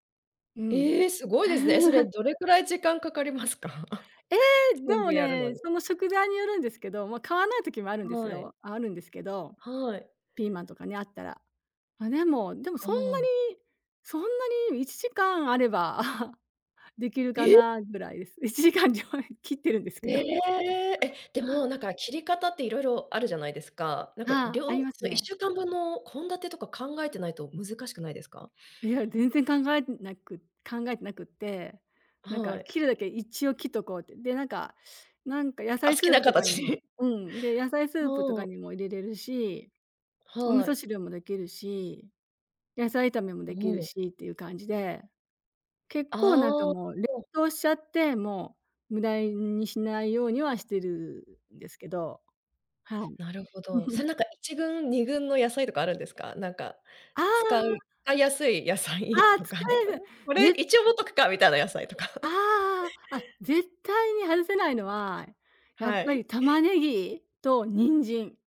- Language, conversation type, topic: Japanese, podcast, 食材を無駄にしないために、普段どんな工夫をしていますか？
- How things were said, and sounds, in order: chuckle; surprised: "ええ！"; chuckle; surprised: "え？"; chuckle; unintelligible speech; surprised: "ええ！"; chuckle; laughing while speaking: "あ、好きな形"; giggle; chuckle; chuckle